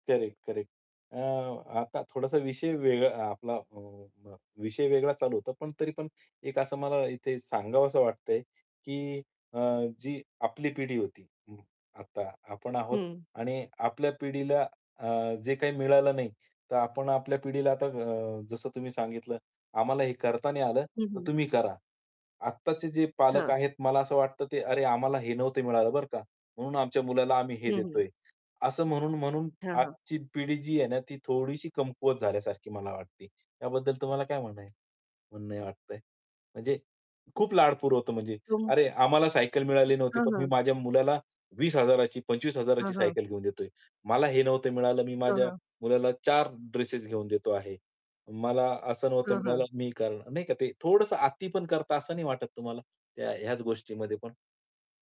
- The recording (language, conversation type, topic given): Marathi, podcast, कधी निर्णय सामूहिक घ्यावा आणि कधी वैयक्तिक घ्यावा हे तुम्ही कसे ठरवता?
- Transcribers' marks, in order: static; other background noise; tapping